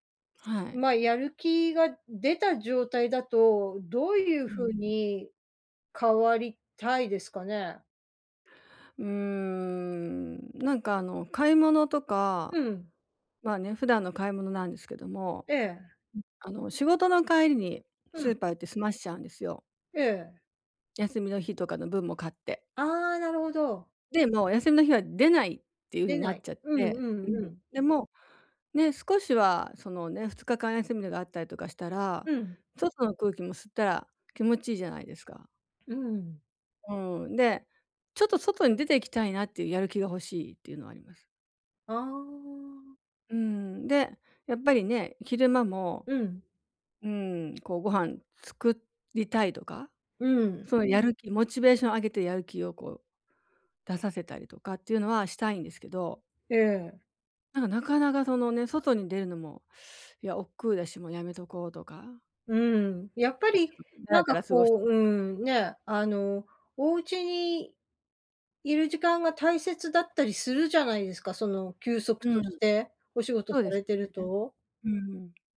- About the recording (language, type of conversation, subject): Japanese, advice, やる気が出ないとき、どうすれば一歩を踏み出せますか？
- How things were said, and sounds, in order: other noise